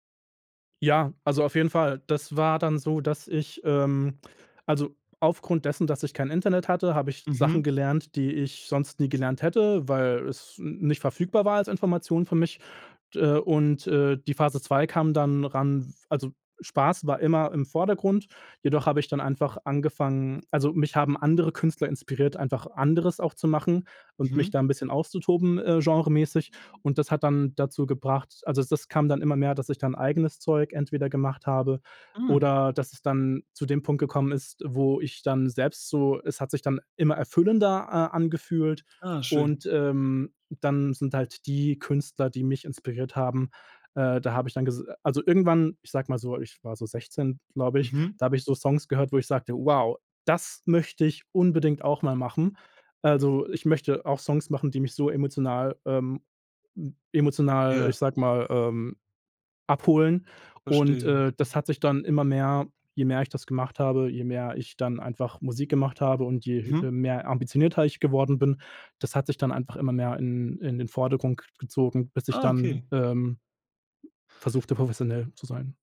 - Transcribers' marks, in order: other noise
- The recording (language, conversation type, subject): German, podcast, Was würdest du jungen Leuten raten, die kreativ wachsen wollen?